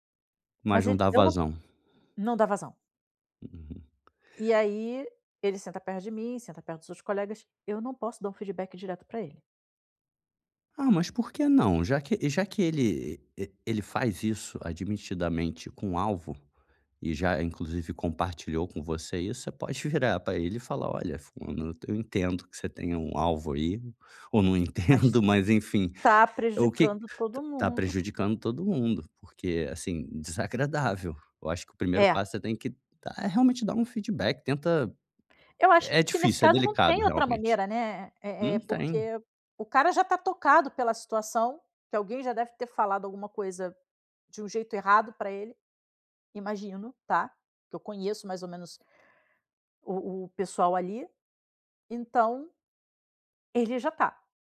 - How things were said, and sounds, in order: chuckle
- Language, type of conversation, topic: Portuguese, advice, Como posso dar um feedback honesto sem parecer agressivo?